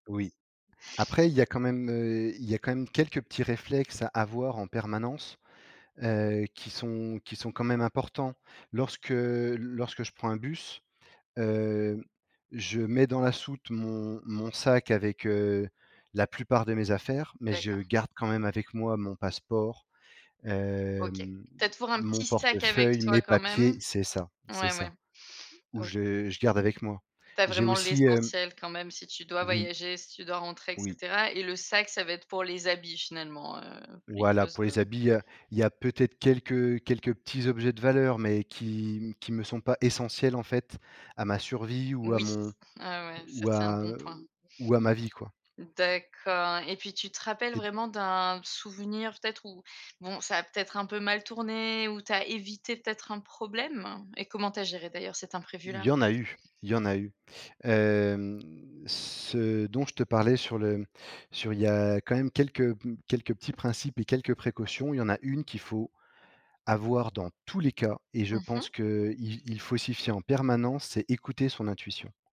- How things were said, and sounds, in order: drawn out: "hem"; stressed: "tous les cas"
- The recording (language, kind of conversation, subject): French, podcast, Comment gères-tu ta sécurité quand tu voyages seul ?